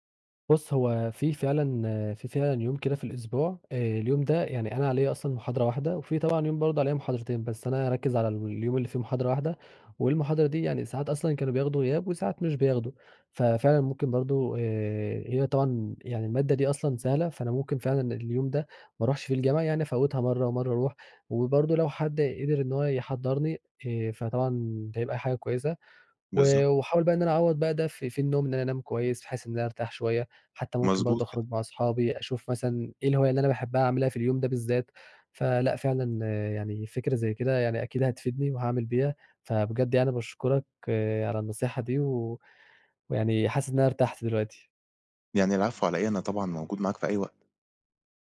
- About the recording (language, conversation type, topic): Arabic, advice, إيه اللي بيخليك تحس بإرهاق من كتر المواعيد ومفيش وقت تريح فيه؟
- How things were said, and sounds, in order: other background noise